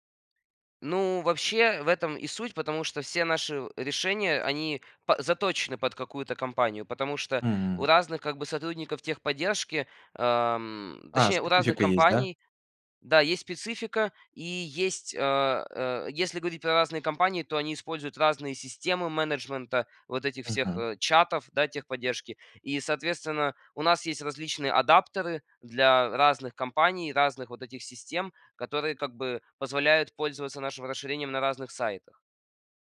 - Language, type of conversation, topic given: Russian, podcast, Как вы выстраиваете доверие в команде?
- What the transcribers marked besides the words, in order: other background noise